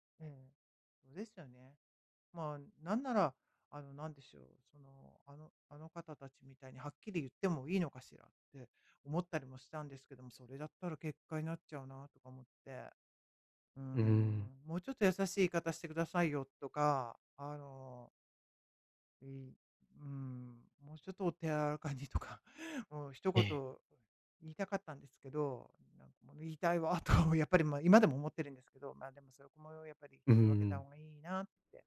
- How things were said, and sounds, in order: none
- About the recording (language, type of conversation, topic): Japanese, advice, 批判されたとき、自分の価値と意見をどのように切り分けますか？